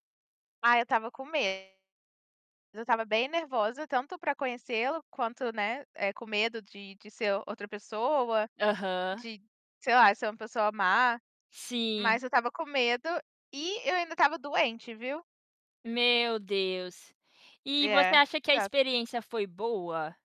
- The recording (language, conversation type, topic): Portuguese, podcast, Como foi o encontro mais inesperado que você teve durante uma viagem?
- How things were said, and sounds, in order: distorted speech; static